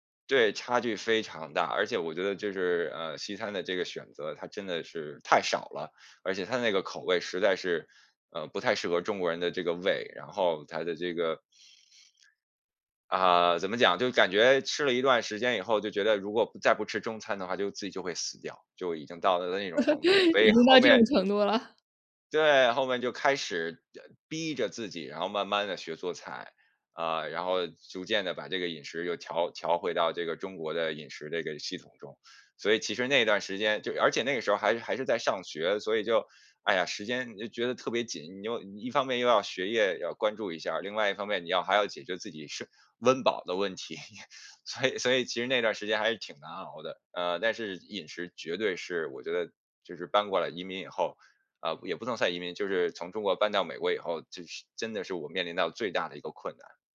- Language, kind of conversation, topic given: Chinese, podcast, 移民后你最难适应的是什么？
- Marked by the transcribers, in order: laugh; laughing while speaking: "已经到这种程度了"; chuckle; laughing while speaking: "所以"